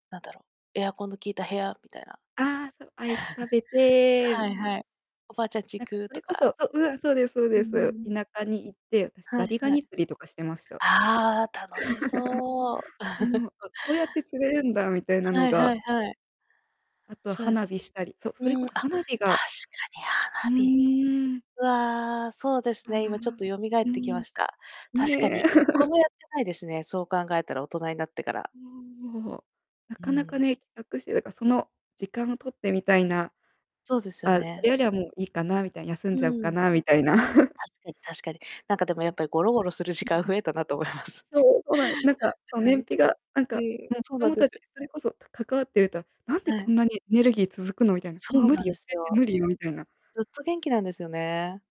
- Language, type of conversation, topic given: Japanese, unstructured, 日常の小さな楽しみは何ですか？
- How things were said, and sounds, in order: chuckle; distorted speech; laugh; chuckle; chuckle; chuckle; laughing while speaking: "思います"